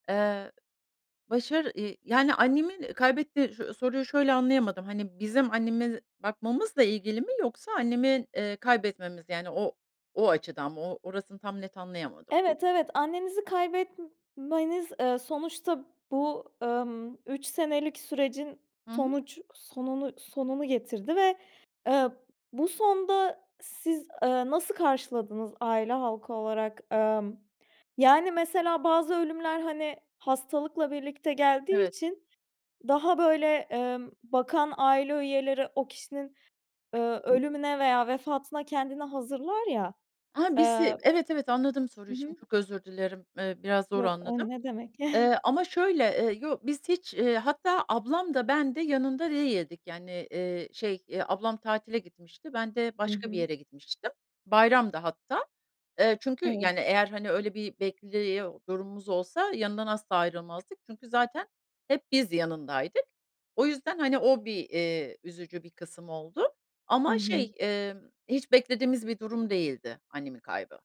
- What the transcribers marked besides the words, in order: tapping; "bizi" said as "bisi"; chuckle
- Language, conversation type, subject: Turkish, advice, Aile üyeniz yaşlandıkça ortaya çıkan yeni bakım sorumluluklarına nasıl uyum sağlıyorsunuz?